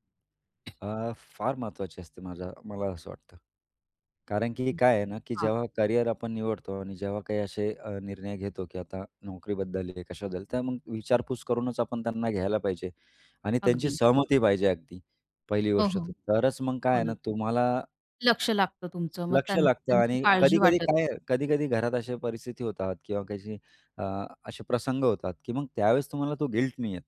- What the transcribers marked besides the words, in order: tapping
- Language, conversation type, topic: Marathi, podcast, कुटुंबाच्या अपेक्षा आपल्या निर्णयांवर कसा प्रभाव टाकतात?